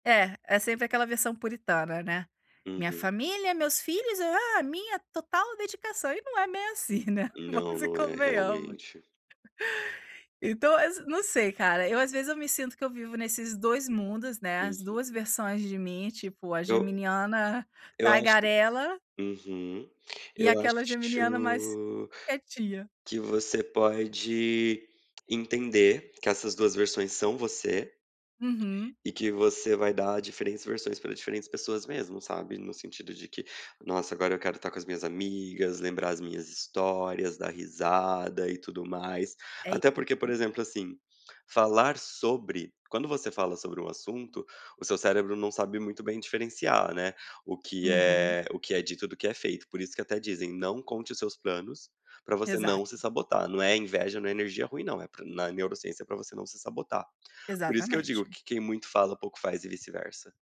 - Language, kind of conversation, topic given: Portuguese, advice, Como posso lidar com a sensação de viver duas versões de mim com pessoas diferentes?
- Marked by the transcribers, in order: put-on voice: "Minha família, meus filhos, ah, minha total dedicação"; laughing while speaking: "né, vamos e convenhamos"; tapping; drawn out: "acho"